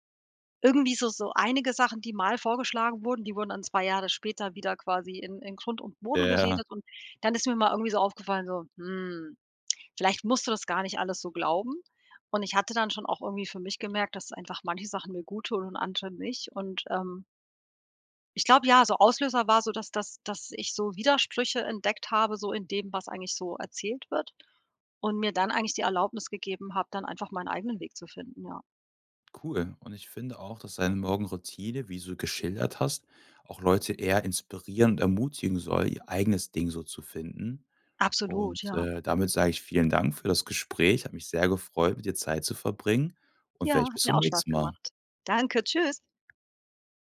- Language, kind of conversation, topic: German, podcast, Wie sieht deine Morgenroutine eigentlich aus, mal ehrlich?
- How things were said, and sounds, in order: other background noise